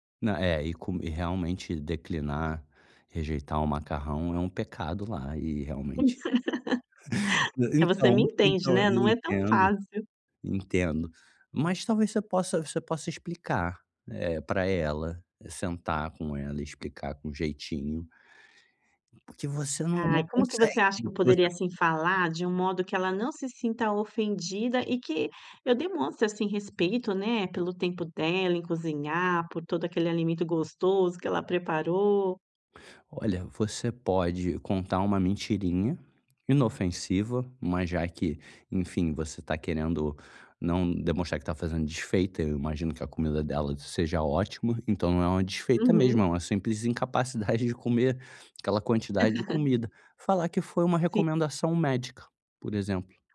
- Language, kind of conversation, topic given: Portuguese, advice, Como posso lidar com a pressão social para comer mais durante refeições em grupo?
- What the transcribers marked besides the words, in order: laugh; laughing while speaking: "então, então"; tapping; unintelligible speech; chuckle